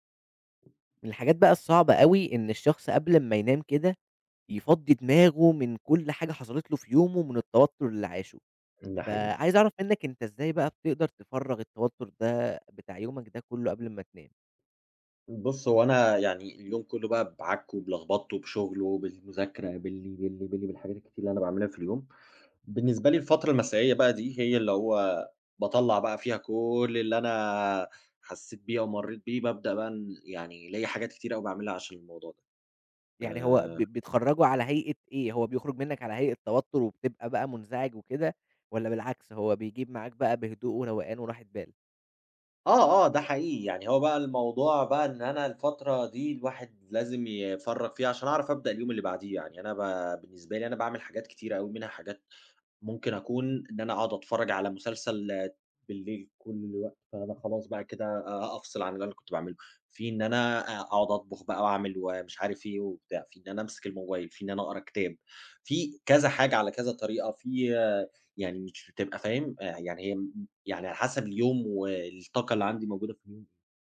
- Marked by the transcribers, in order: tapping
- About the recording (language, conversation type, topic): Arabic, podcast, إزاي بتفرّغ توتر اليوم قبل ما تنام؟